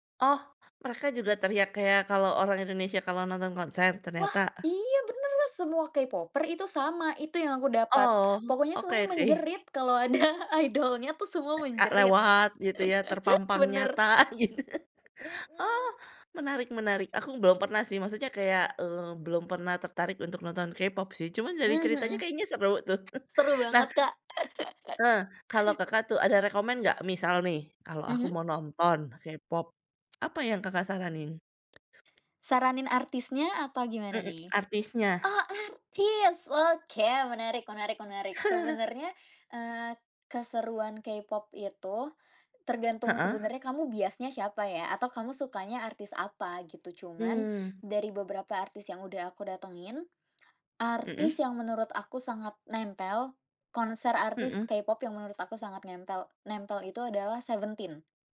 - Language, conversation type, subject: Indonesian, podcast, Pernahkah kamu menonton konser sendirian, dan bagaimana rasanya?
- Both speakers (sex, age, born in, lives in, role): female, 20-24, Indonesia, Indonesia, guest; female, 40-44, Indonesia, Indonesia, host
- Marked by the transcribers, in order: tapping; laughing while speaking: "ada idol-nya tuh semua menjerit. Bener"; in English: "idol-nya"; laugh; laughing while speaking: "gitu"; laugh; other background noise; tongue click; chuckle; laugh; tsk; laugh